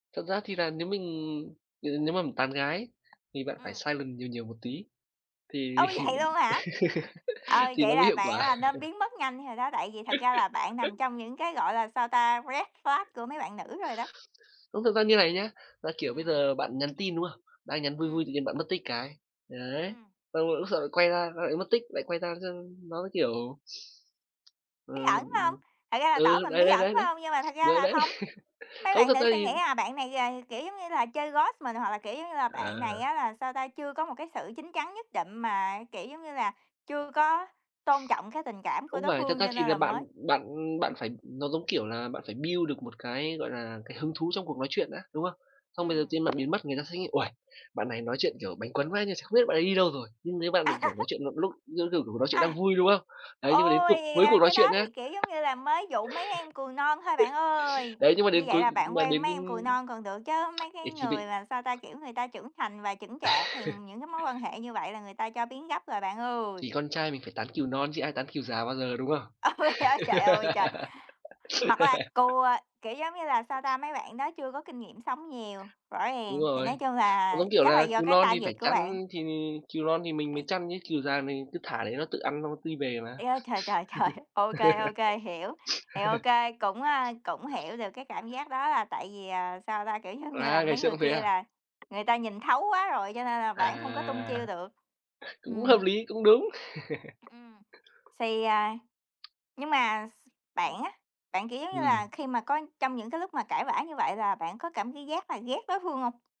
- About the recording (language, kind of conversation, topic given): Vietnamese, unstructured, Bạn có bao giờ cảm thấy ghét ai đó sau một cuộc cãi vã không?
- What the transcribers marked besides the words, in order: tapping; in English: "silent"; laughing while speaking: "vậy"; laughing while speaking: "thì"; laugh; laugh; in English: "red flag"; sniff; other noise; other background noise; laugh; in English: "ghost"; sniff; in English: "build"; laugh; unintelligible speech; laugh; tsk; laugh; laughing while speaking: "Ôi, á"; laugh; in English: "target"; unintelligible speech; laughing while speaking: "trời!"; sniff; laugh; sniff; laughing while speaking: "giống"; laugh